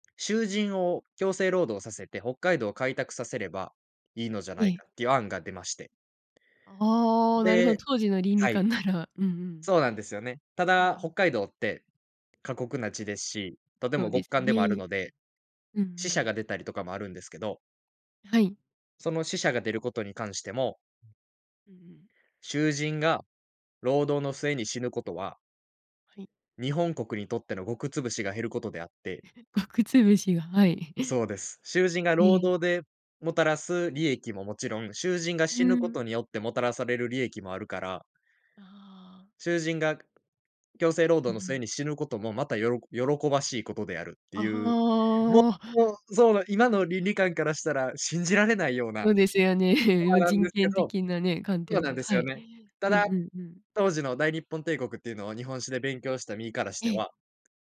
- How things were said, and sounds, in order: chuckle; laughing while speaking: "ですよね"
- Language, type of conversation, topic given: Japanese, podcast, ひとり旅で一番心に残っている出来事は何ですか？
- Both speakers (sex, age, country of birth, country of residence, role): female, 25-29, Japan, Japan, host; male, 20-24, Japan, Japan, guest